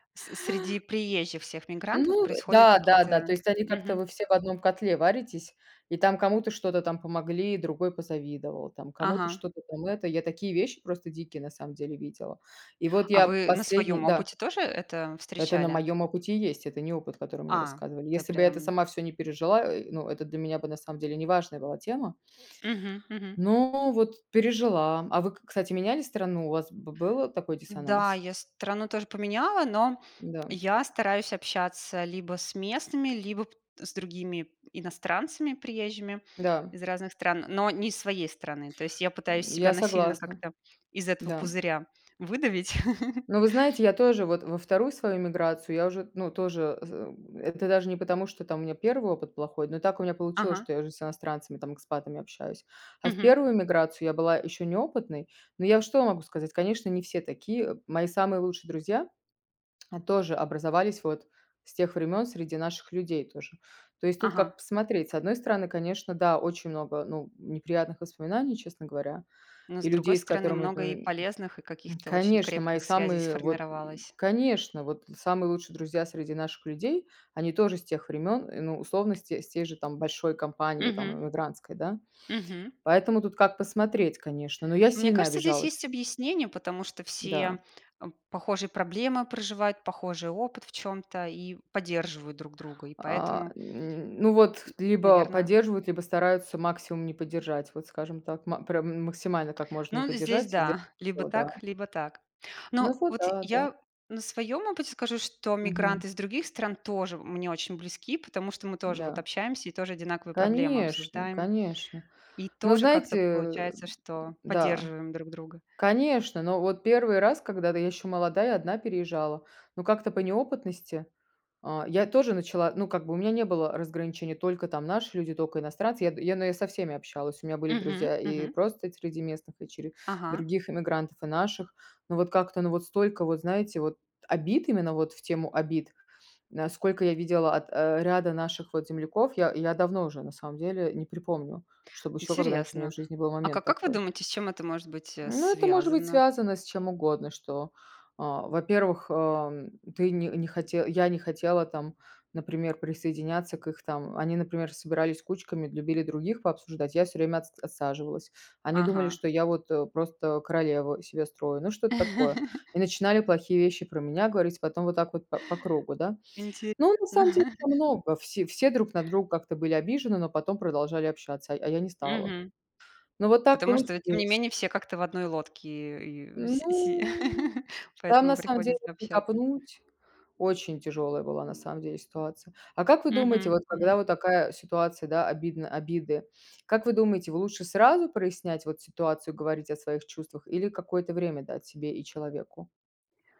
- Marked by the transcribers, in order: other background noise; chuckle; tapping; laugh; chuckle; drawn out: "Ну"; chuckle
- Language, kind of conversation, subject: Russian, unstructured, Как справиться с ситуацией, когда кто-то вас обидел?